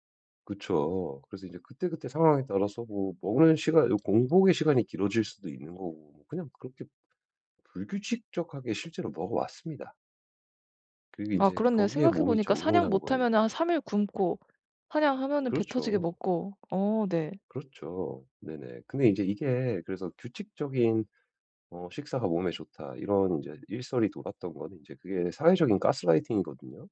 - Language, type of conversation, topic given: Korean, advice, 충동적으로 음식을 먹고 싶을 때 어떻게 조절할 수 있을까요?
- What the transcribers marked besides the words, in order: other background noise; tapping; "불규칙하게" said as "불규칙적하게"